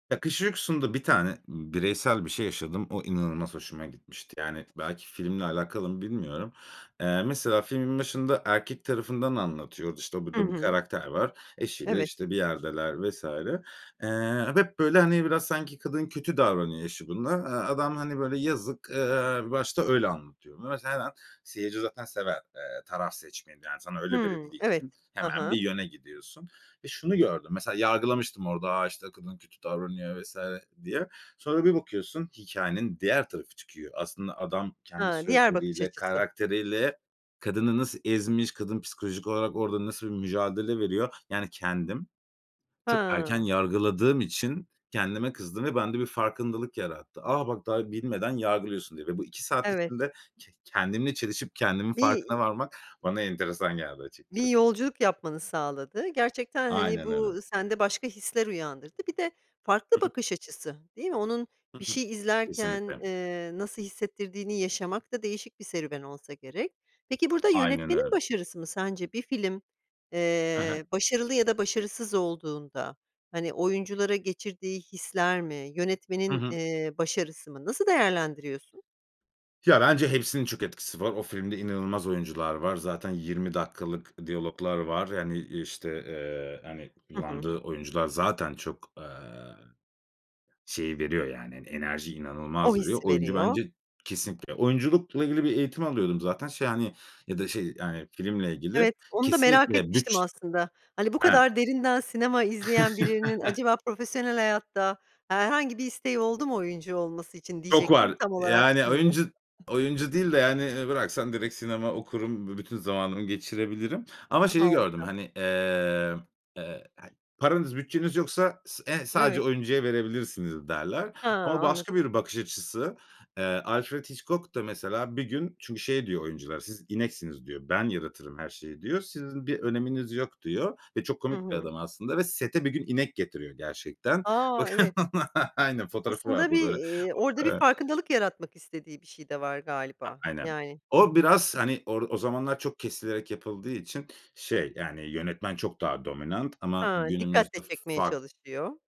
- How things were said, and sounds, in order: unintelligible speech; tapping; other background noise; chuckle; chuckle; laughing while speaking: "Bakın aynen"
- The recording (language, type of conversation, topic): Turkish, podcast, En unutamadığın film deneyimini anlatır mısın?